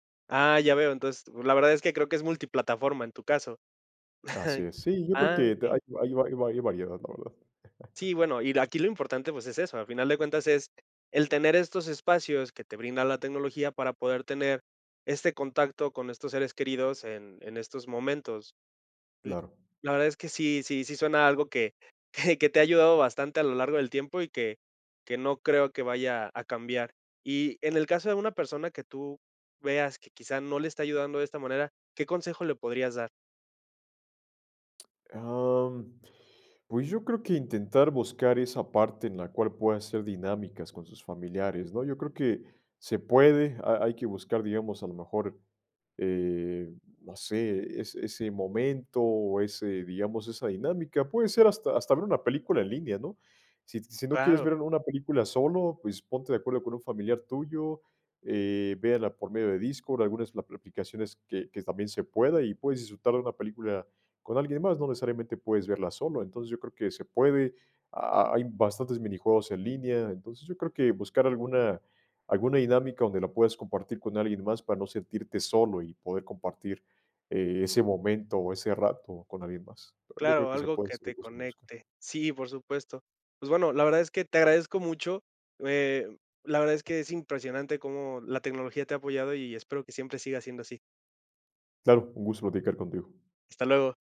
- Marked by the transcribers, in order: tapping; chuckle; chuckle; chuckle; other noise; other background noise
- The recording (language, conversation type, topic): Spanish, podcast, ¿Cómo influye la tecnología en sentirte acompañado o aislado?